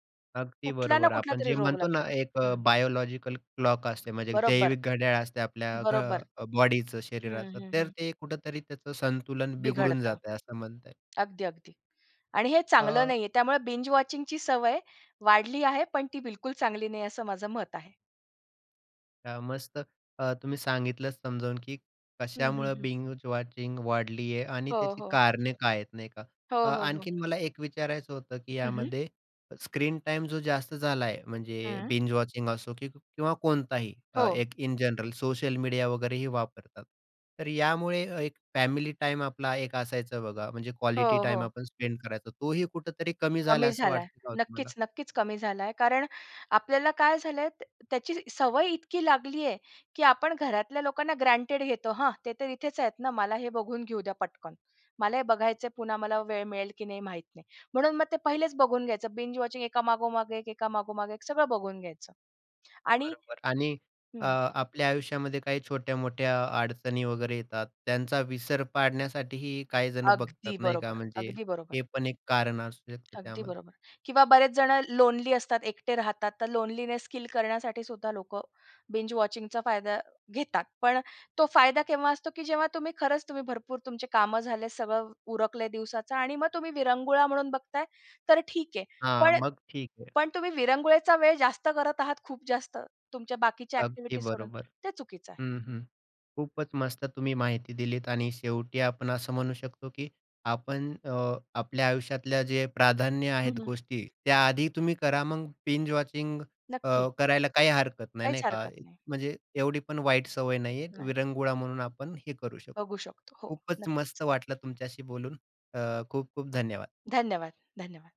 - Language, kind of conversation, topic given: Marathi, podcast, बिंजवॉचिंगची सवय आत्ता का इतकी वाढली आहे असे तुम्हाला वाटते?
- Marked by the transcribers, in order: in English: "क्लॉक"; tapping; other background noise; in English: "बिंज वॉचिंगची"; in English: "बिंज वॉचिंग"; in English: "बिंज वॉचिंग"; in English: "बिंज वॉचिंग"; in English: "बिंज वॉचिंगचा"; in English: "बिंज वॉचिंग"